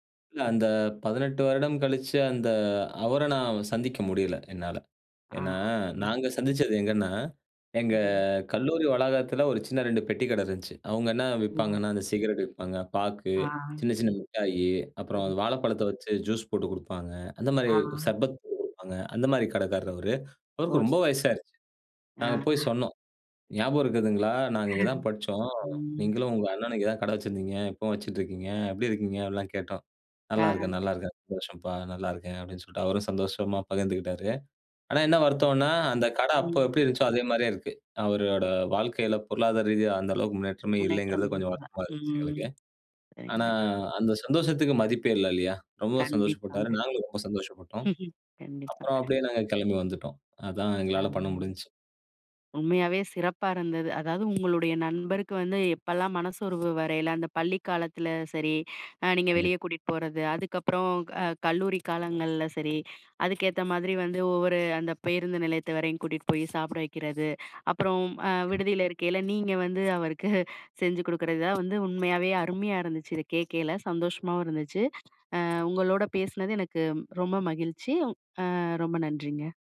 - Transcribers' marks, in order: other noise; chuckle; unintelligible speech; chuckle; tapping; chuckle
- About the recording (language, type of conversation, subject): Tamil, podcast, நண்பருக்கு மனச்சோர்வு ஏற்பட்டால் நீங்கள் எந்த உணவைச் சமைத்து கொடுப்பீர்கள்?